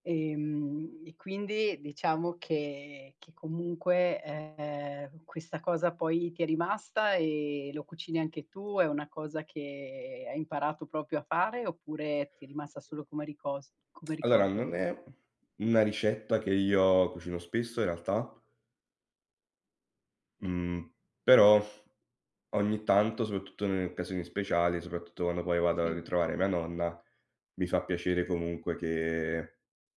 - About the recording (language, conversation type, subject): Italian, podcast, Qual è un cibo che ti riporta subito alla tua infanzia e perché?
- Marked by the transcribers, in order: tapping; "proprio" said as "propio"; other background noise